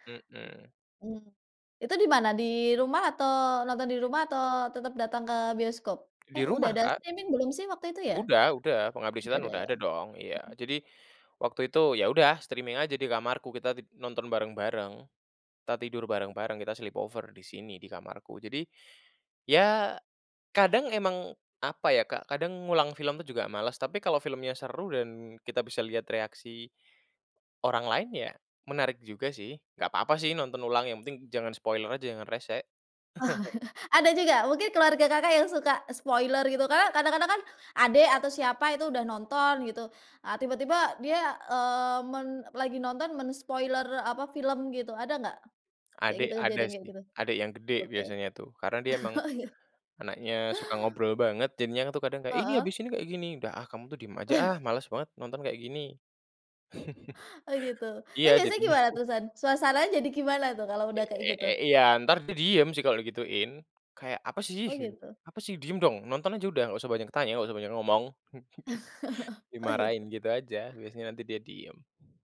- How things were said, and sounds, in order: tapping; in English: "streaming"; in English: "sleep over"; in English: "spoiler"; chuckle; in English: "spoiler"; in English: "men-spoiler"; chuckle; laughing while speaking: "Oh iya"; chuckle; chuckle; chuckle; laughing while speaking: "Oh ya?"; chuckle
- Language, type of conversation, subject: Indonesian, podcast, Apa perbedaan kebiasaan menonton bersama keluarga dulu dan sekarang?